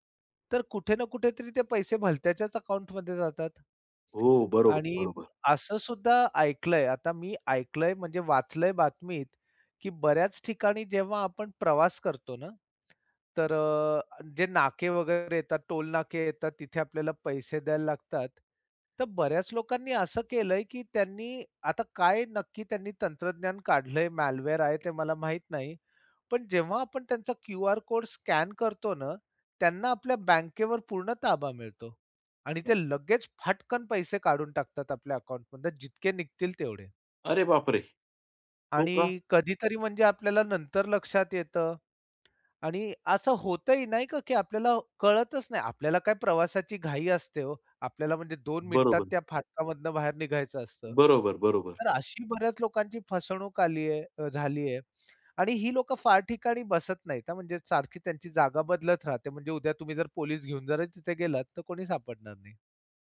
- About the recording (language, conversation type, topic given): Marathi, podcast, डिजिटल पेमेंट्स वापरताना तुम्हाला कशाची काळजी वाटते?
- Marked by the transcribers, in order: other background noise; in English: "म्यालवेअर"; surprised: "अरे बापरे! हो का?"; tapping